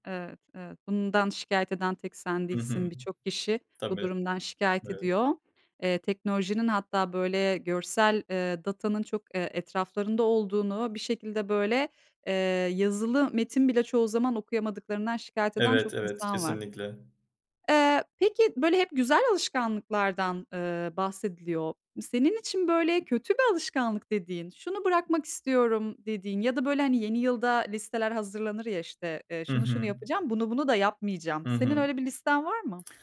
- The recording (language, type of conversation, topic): Turkish, podcast, Günlük alışkanlıklar hayatınızı nasıl değiştirir?
- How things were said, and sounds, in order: none